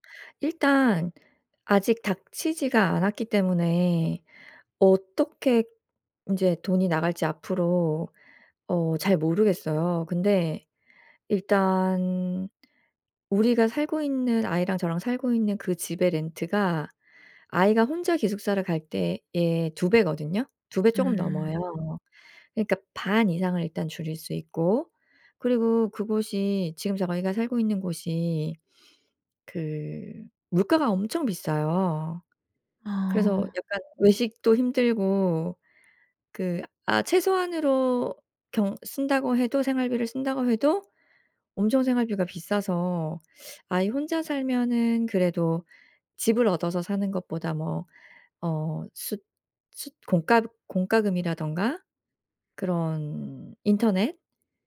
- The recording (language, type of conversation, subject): Korean, advice, 도시나 다른 나라로 이주할지 결정하려고 하는데, 어떤 점을 고려하면 좋을까요?
- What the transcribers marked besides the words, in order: other background noise